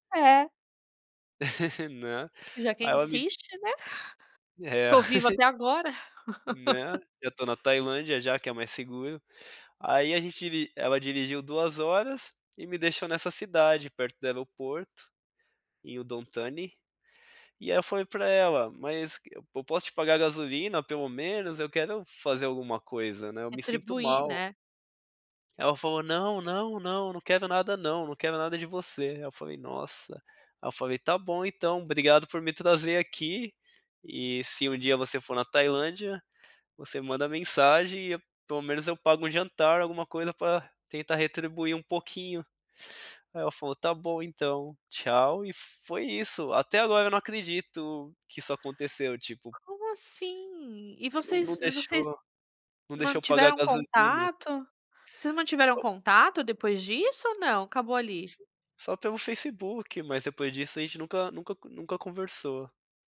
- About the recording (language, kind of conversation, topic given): Portuguese, podcast, Você pode me contar uma história de hospitalidade que recebeu durante uma viagem pela sua região?
- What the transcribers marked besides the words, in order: laugh; chuckle; laugh